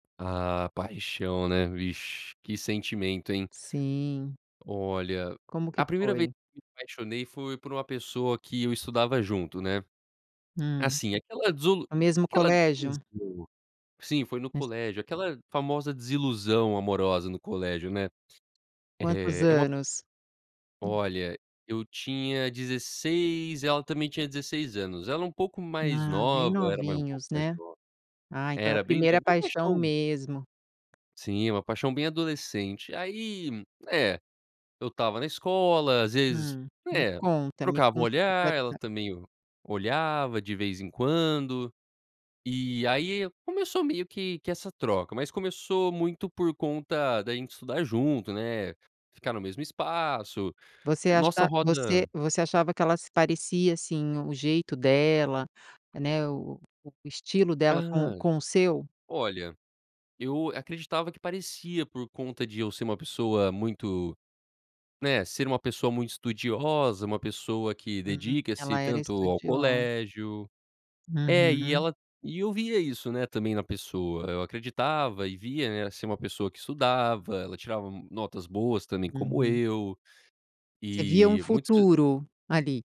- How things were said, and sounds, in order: other background noise; tapping
- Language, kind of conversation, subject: Portuguese, podcast, Como foi a primeira vez que você se apaixonou?